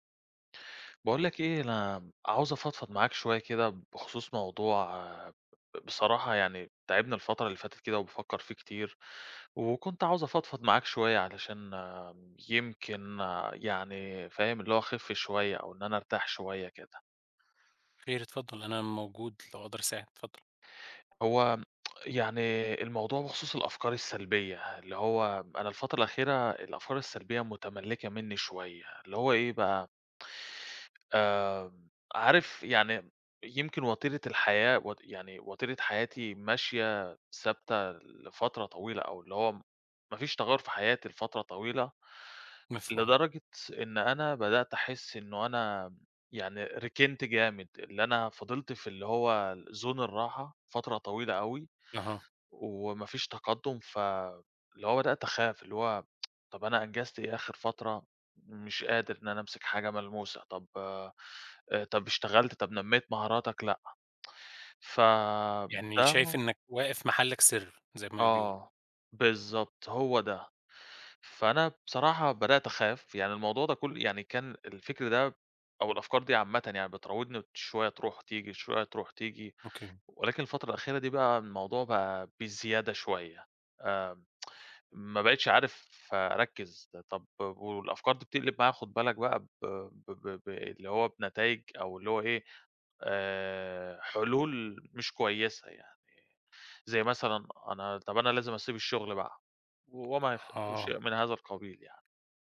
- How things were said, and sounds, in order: tapping; in English: "zone"; tsk; tsk
- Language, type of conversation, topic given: Arabic, advice, إزاي أتعامل مع الأفكار السلبية اللي بتتكرر وبتخلّيني أقلّل من قيمتي؟